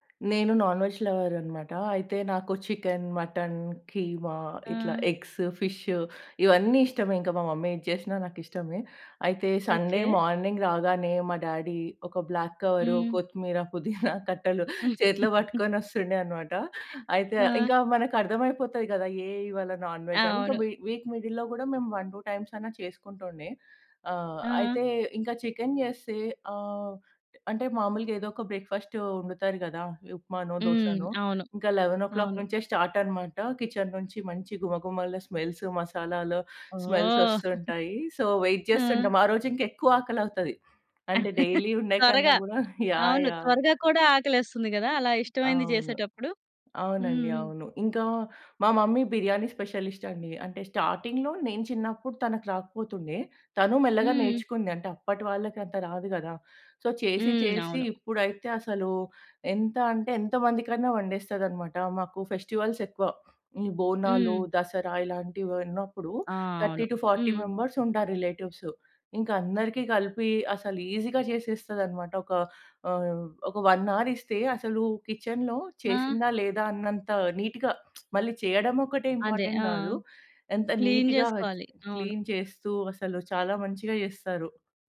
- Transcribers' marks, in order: in English: "నాన్ వెజ్ లవర్"; in English: "చికెన్, మటన్, కీమా"; in English: "ఎగ్స్, ఫిష్"; in English: "మమ్మీ"; in English: "సండే మార్నింగ్"; in English: "డాడీ"; in English: "బ్లాక్ కవర్"; chuckle; laugh; in English: "నాన్ వెజ్"; in English: "వి వీక్ మిడిల్‌లో"; in English: "వన్ టు టైమ్స్"; in English: "చికెన్"; in English: "బ్రేక్‌ఫాస్ట్"; in English: "లెవెన్ ఓ క్లాక్"; in English: "స్టార్ట్"; in English: "కిచెన్"; in English: "స్మెల్స్"; in English: "స్మెల్స్"; chuckle; in English: "సో, వెయిట్"; chuckle; in English: "డైలీ"; in English: "మమ్మీ బిర్యానీ స్పెషలిస్ట్"; in English: "స్టార్టింగ్‌లో"; in English: "సో"; in English: "ఫెస్టివల్స్"; in English: "థర్టీ టు ఫార్టీ మెంబర్స్"; in English: "రిలేటివ్స్"; in English: "ఈజీగా"; in English: "వన్ అవర్"; in English: "కిచెన్‌లో"; in English: "నీట్‌గా"; lip smack; in English: "ఇంపార్టెంట్"; in English: "క్లీన్"; in English: "నీట్‌గా"; in English: "క్లీన్"
- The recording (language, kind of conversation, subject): Telugu, podcast, అమ్మ వంటల్లో మనసు నిండేలా చేసే వంటకాలు ఏవి?